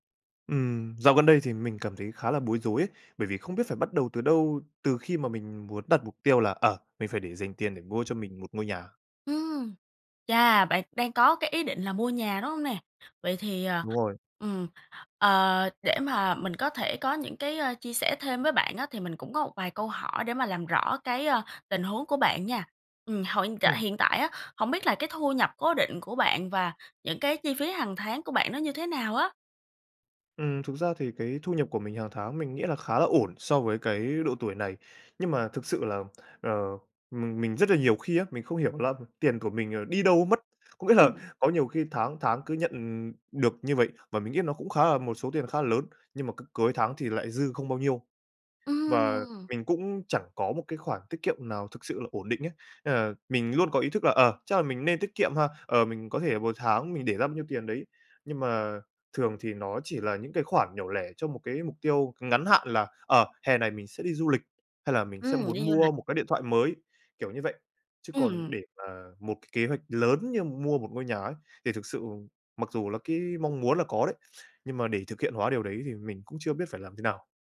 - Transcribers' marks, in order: tapping
- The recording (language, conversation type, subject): Vietnamese, advice, Làm sao để dành tiền cho mục tiêu lớn như mua nhà?